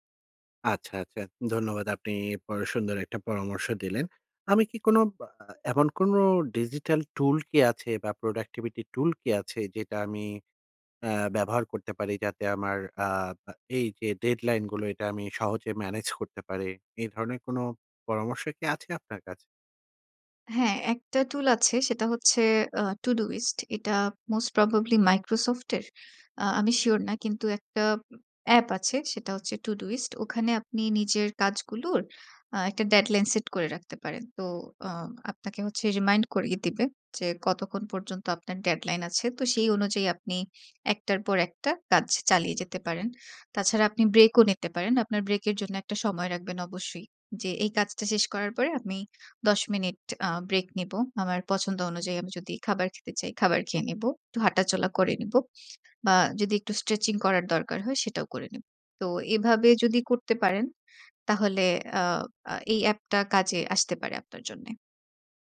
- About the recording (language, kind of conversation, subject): Bengali, advice, ডেডলাইনের চাপের কারণে আপনার কাজ কি আটকে যায়?
- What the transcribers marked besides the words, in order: in English: "ডিজিটাল টুল"; in English: "প্রোডাক্টিভিটি টুল"; in English: "tool"; in English: "to do list"; in English: "most probably"; in English: "to do list"; in English: "deadline set"; in English: "remind"; in English: "deadline"